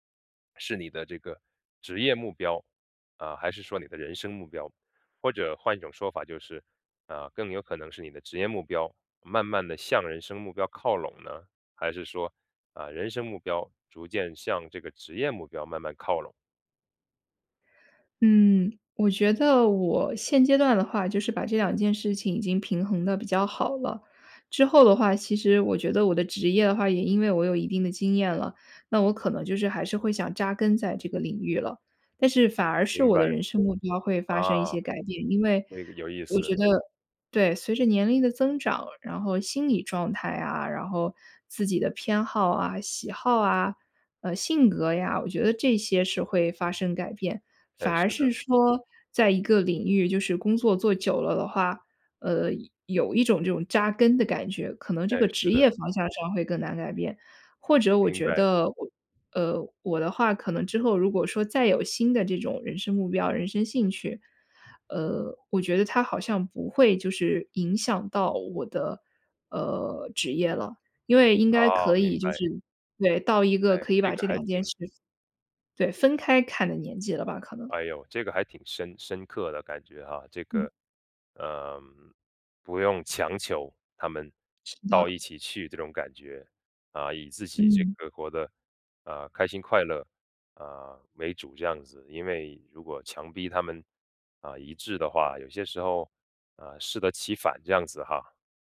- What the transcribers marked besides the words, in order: other background noise
- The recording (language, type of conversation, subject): Chinese, podcast, 你觉得人生目标和职业目标应该一致吗？